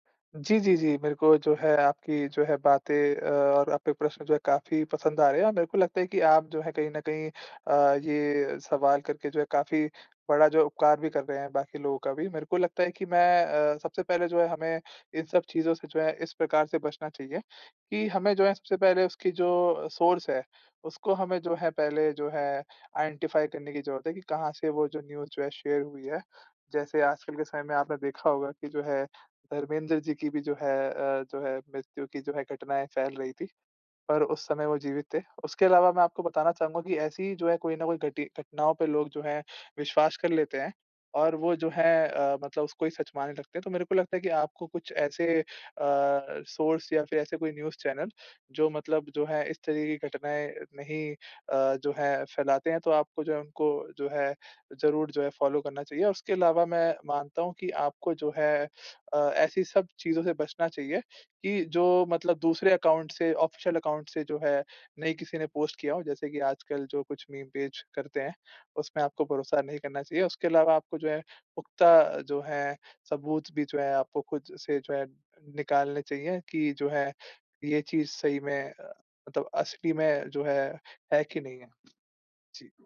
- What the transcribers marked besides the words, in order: in English: "सोर्स"; in English: "आइडेंटिफ़ाइ"; in English: "न्यूज़"; in English: "शेयर"; other background noise; in English: "सोर्स"; in English: "न्यूज़"; in English: "अकाउंट"; in English: "ऑफ़िशियल अकाउंट"
- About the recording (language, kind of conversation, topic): Hindi, podcast, ऑनलाइन और सोशल मीडिया पर भरोसा कैसे परखा जाए?